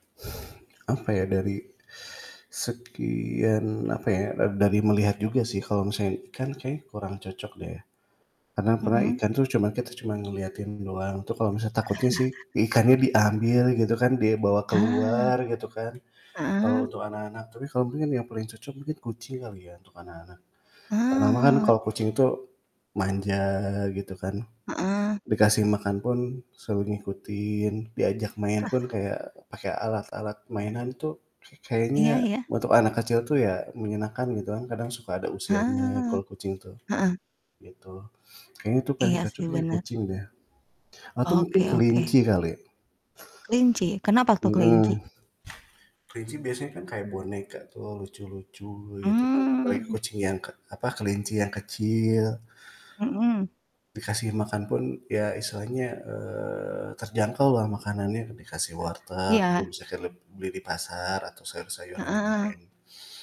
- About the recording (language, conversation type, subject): Indonesian, unstructured, Bagaimana cara memilih hewan peliharaan yang cocok untuk keluarga?
- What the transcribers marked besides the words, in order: static; chuckle; chuckle; distorted speech; other background noise; tapping